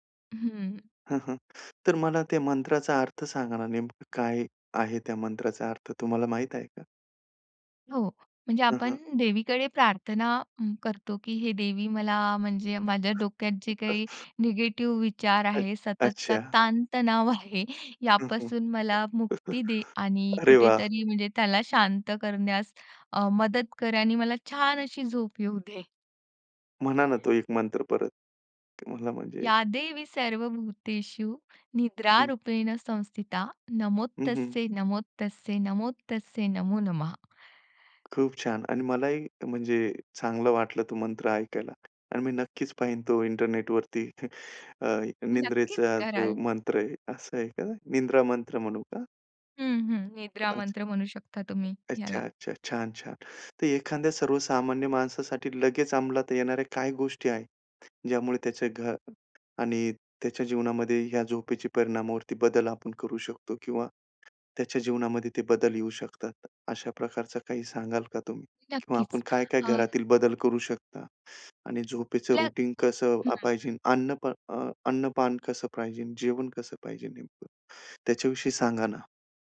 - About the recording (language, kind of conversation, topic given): Marathi, podcast, चांगली झोप कशी मिळवायची?
- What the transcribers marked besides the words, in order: tapping; other background noise; laugh; in English: "निगेटिव्ह"; unintelligible speech; laughing while speaking: "आहे"; laugh; chuckle; laughing while speaking: "नक्कीच कराल"